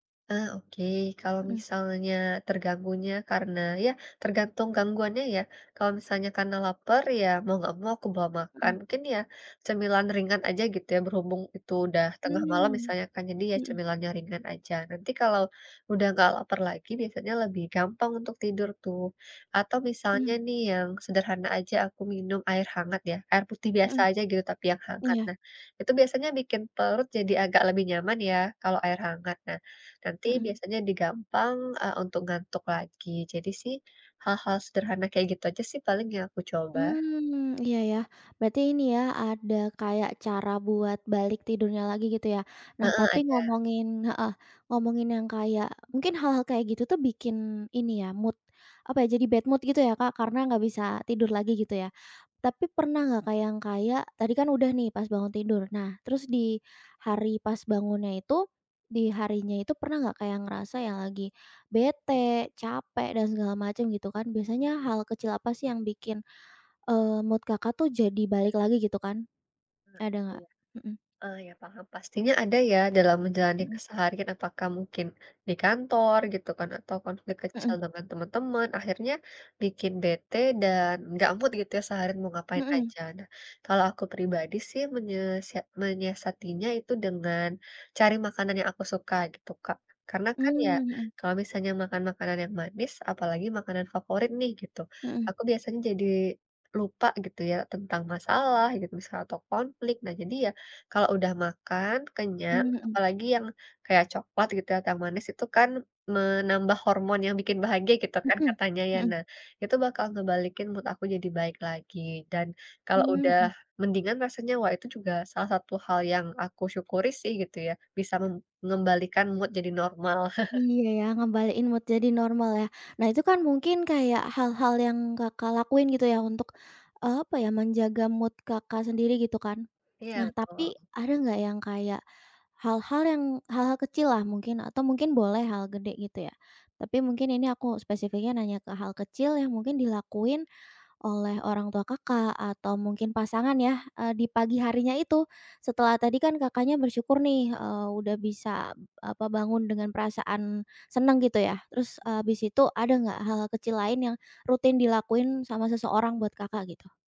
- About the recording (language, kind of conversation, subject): Indonesian, podcast, Hal kecil apa yang bikin kamu bersyukur tiap hari?
- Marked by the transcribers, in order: in English: "mood"; in English: "bad mood"; in English: "mood"; in English: "mood"; in English: "mood"; other background noise; in English: "mood"; chuckle; in English: "mood"; in English: "mood"; tapping